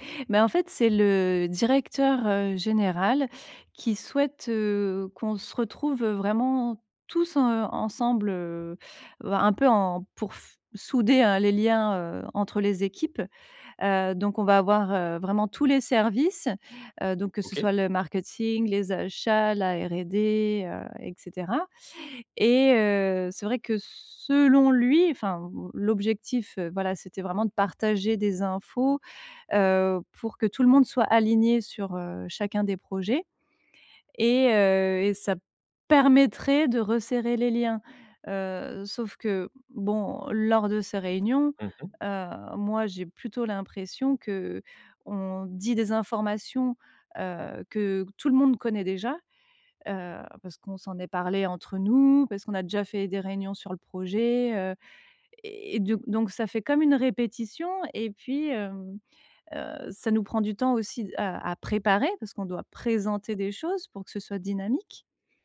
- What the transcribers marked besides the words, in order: stressed: "permettrait"; stressed: "présenter"
- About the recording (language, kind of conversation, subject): French, advice, Comment puis-je éviter que des réunions longues et inefficaces ne me prennent tout mon temps ?